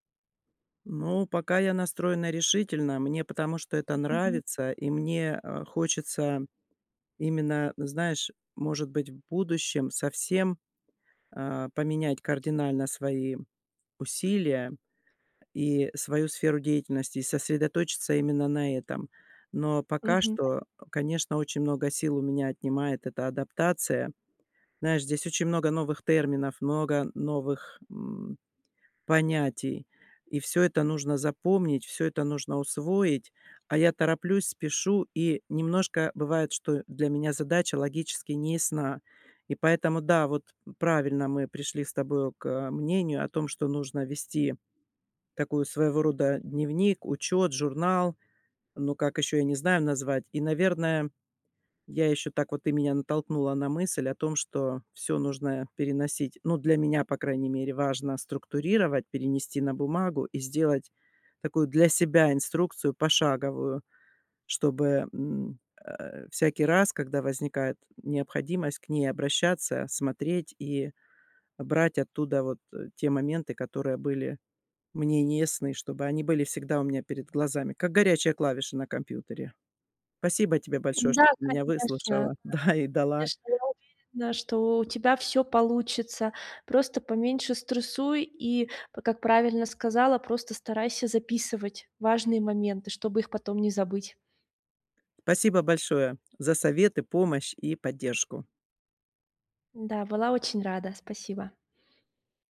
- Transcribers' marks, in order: other background noise; "Спасибо" said as "пасибо"
- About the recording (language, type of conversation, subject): Russian, advice, Как мне лучше адаптироваться к быстрым изменениям вокруг меня?